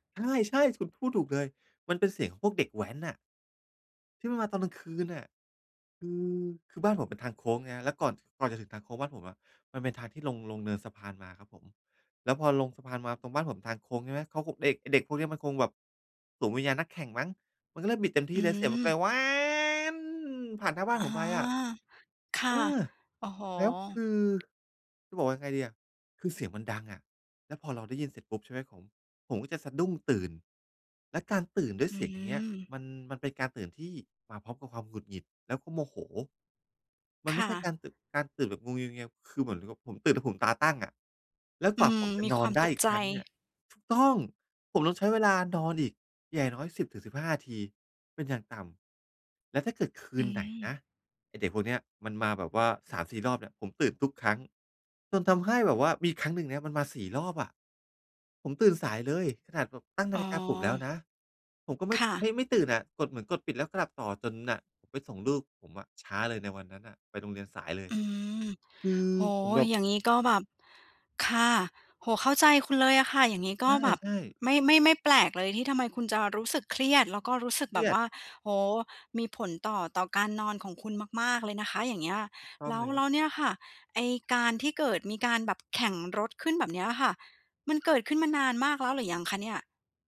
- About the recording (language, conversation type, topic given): Thai, advice, ทำอย่างไรให้ผ่อนคลายได้เมื่อพักอยู่บ้านแต่ยังรู้สึกเครียด?
- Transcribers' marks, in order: other noise; tapping